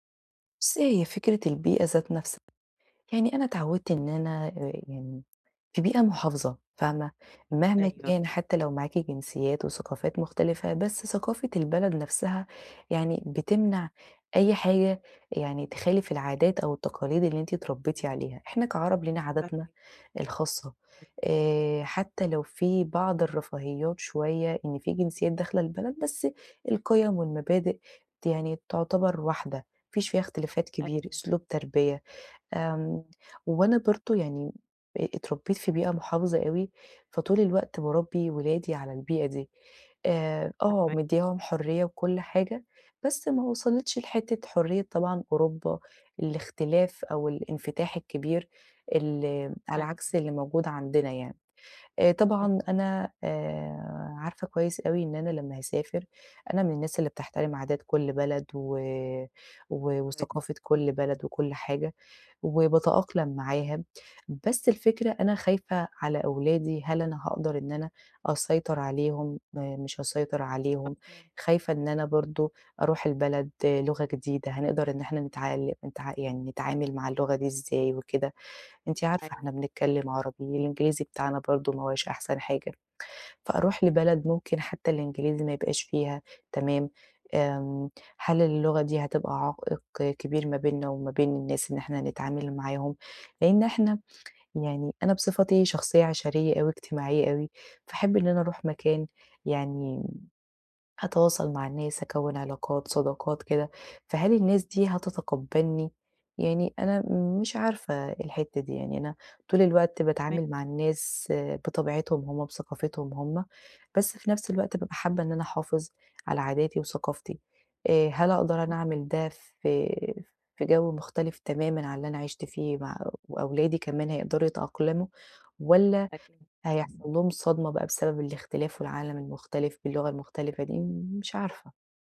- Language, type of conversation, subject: Arabic, advice, إزاي أخد قرار مصيري دلوقتي عشان ما أندمش بعدين؟
- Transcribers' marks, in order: unintelligible speech